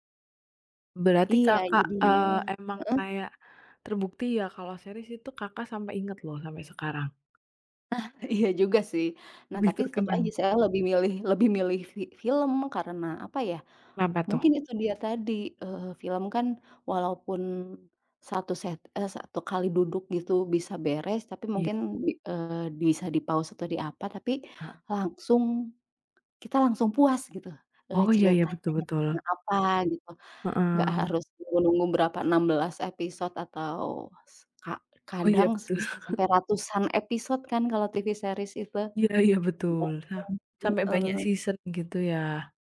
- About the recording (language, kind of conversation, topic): Indonesian, unstructured, Mana yang lebih Anda nikmati: menonton serial televisi atau film?
- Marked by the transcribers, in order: in English: "series"; other background noise; laughing while speaking: "Ah, iya"; in English: "di-pause"; chuckle; laughing while speaking: "iya"; in English: "season"